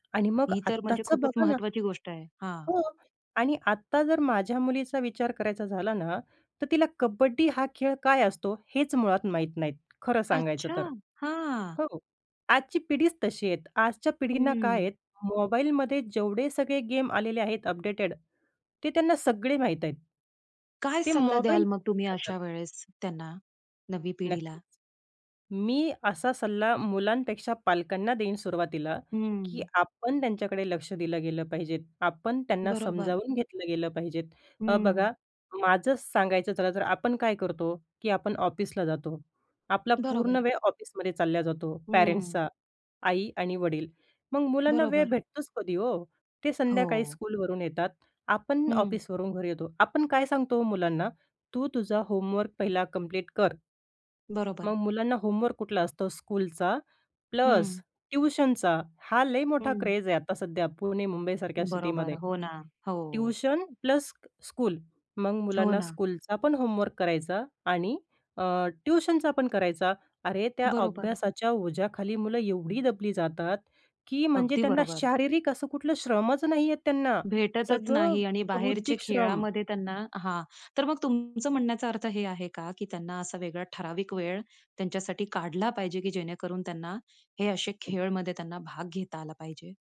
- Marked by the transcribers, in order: tapping; unintelligible speech; other background noise
- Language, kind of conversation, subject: Marathi, podcast, लहानपणी तुला सर्वात जास्त कोणता खेळ आवडायचा?